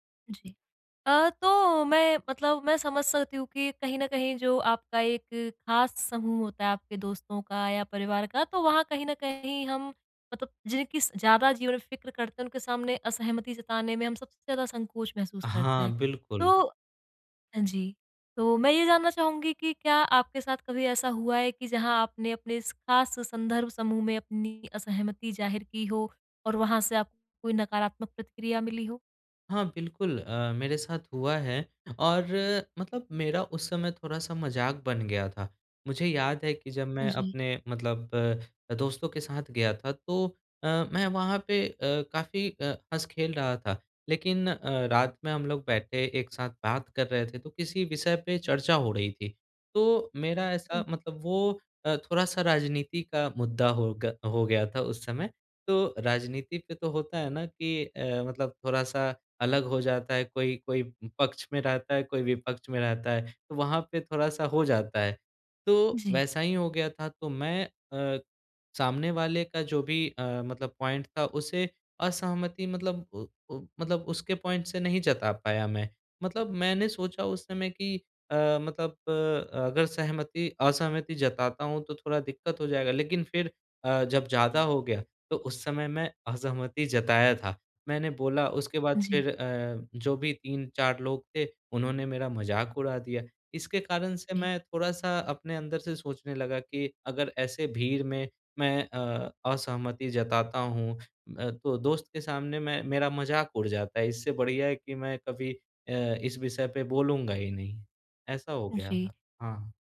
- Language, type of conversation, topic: Hindi, advice, समूह में असहमति को साहसपूर्वक कैसे व्यक्त करूँ?
- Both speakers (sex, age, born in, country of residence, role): female, 25-29, India, India, advisor; male, 25-29, India, India, user
- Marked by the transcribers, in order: tapping; in English: "पॉइंट"; in English: "पॉइंट"